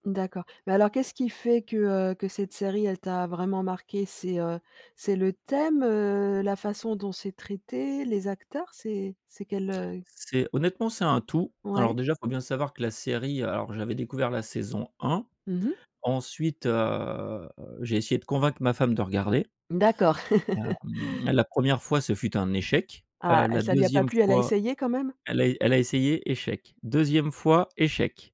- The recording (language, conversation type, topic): French, podcast, Parle-nous d’une série qui t’a vraiment marqué(e) et explique pourquoi ?
- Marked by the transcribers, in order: drawn out: "heu"; laugh